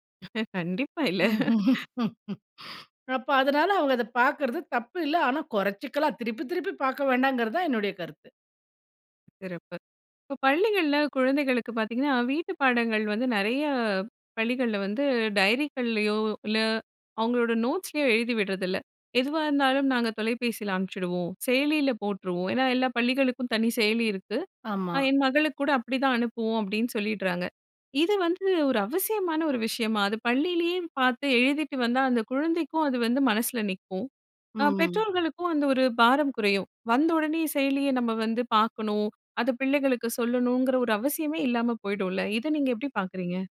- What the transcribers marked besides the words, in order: laughing while speaking: "கண்டிப்பா, இல்ல"; chuckle; inhale; other noise; other background noise
- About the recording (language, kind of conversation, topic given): Tamil, podcast, குழந்தைகளின் திரை நேரத்தை எப்படிக் கட்டுப்படுத்தலாம்?